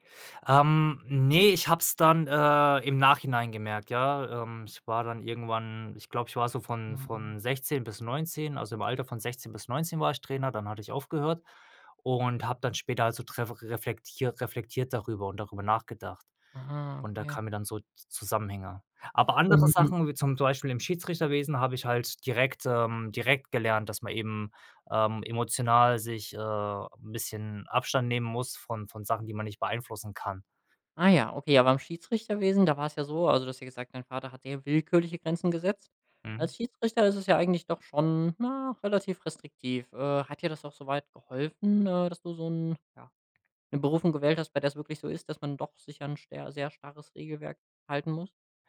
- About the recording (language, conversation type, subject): German, podcast, Welche Geschichten über Krieg, Flucht oder Migration kennst du aus deiner Familie?
- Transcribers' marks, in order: put-on voice: "na"